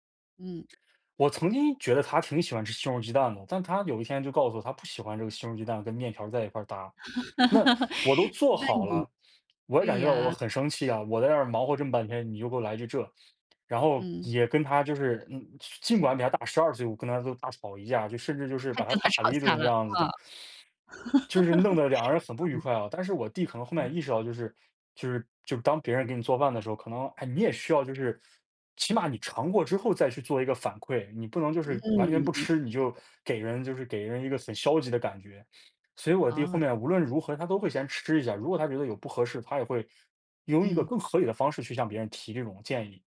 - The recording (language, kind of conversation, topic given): Chinese, podcast, 给挑食的人做饭时，你有什么秘诀？
- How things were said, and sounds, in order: laugh; sniff; laugh